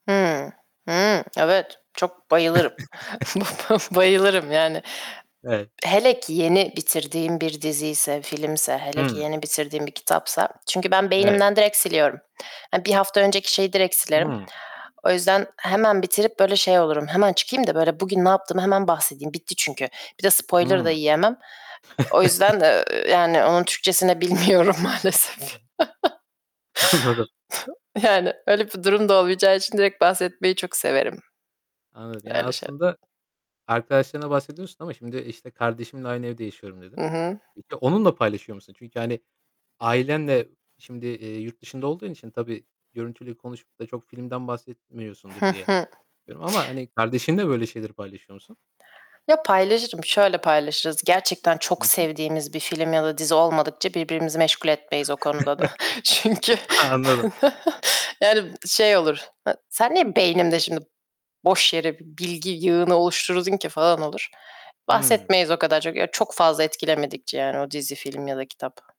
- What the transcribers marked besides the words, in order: static; other background noise; laughing while speaking: "Bayılırım"; chuckle; in English: "spoiler"; chuckle; tapping; laughing while speaking: "bilmiyorum maalesef"; laughing while speaking: "Anladım"; chuckle; unintelligible speech; giggle; chuckle; laughing while speaking: "Çünkü"; chuckle; put-on voice: "Sen niye beynimde şimdi boş yere bir bilgi yığını oluşturdun ki?"
- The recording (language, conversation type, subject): Turkish, podcast, Teknoloji kullanımıyla aile zamanını nasıl dengeliyorsun?